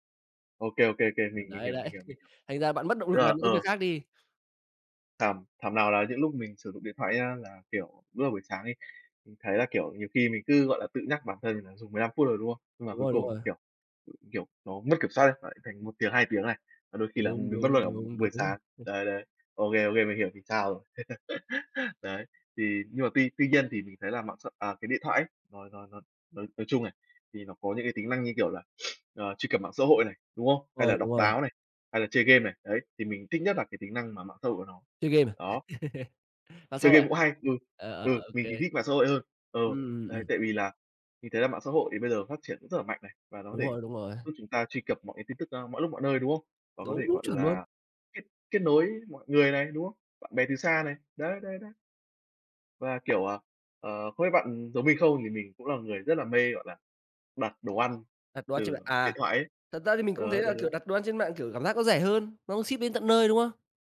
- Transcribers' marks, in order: laughing while speaking: "đấy"; tapping; other background noise; unintelligible speech; laugh; sniff; laugh
- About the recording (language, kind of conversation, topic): Vietnamese, unstructured, Làm thế nào điện thoại thông minh ảnh hưởng đến cuộc sống hằng ngày của bạn?